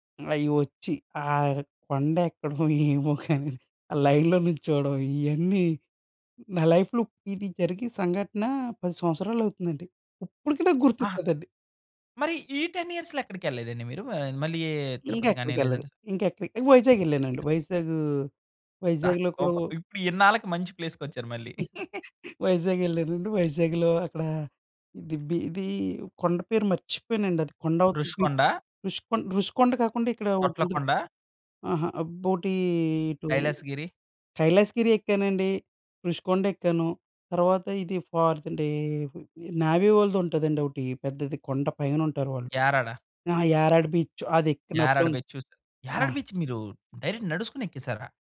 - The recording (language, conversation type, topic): Telugu, podcast, దగ్గర్లోని కొండ ఎక్కిన అనుభవాన్ని మీరు ఎలా వివరించగలరు?
- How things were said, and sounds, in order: laughing while speaking: "ఎక్కడం ఏవో గనీ, ఆ లైన్‌లో నిల్చోవడం ఇయన్నీ"; in English: "లైన్‌లో"; in English: "లైఫ్‌లో"; laughing while speaking: "గుర్తుంటదండి"; in English: "టెన్ ఇయర్స్‌లో"; in English: "సూపర్"; in English: "ప్లేస్‌కొచ్చారు"; chuckle; in English: "డే"; in English: "డైరెక్ట్"